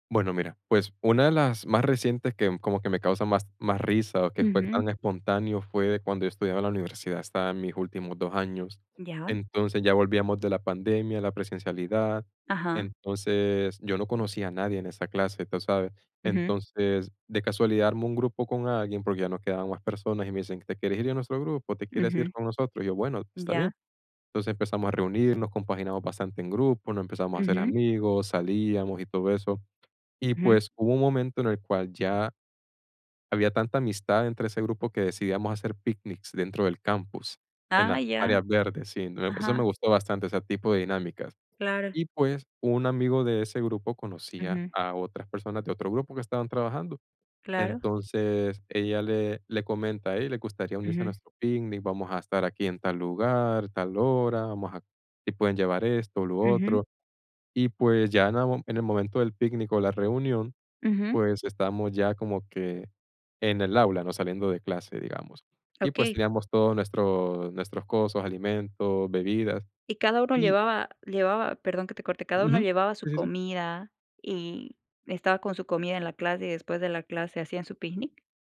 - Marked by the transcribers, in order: other background noise
- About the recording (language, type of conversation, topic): Spanish, podcast, ¿Cómo sueles conocer a gente nueva?
- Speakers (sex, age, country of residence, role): female, 30-34, United States, host; male, 20-24, United States, guest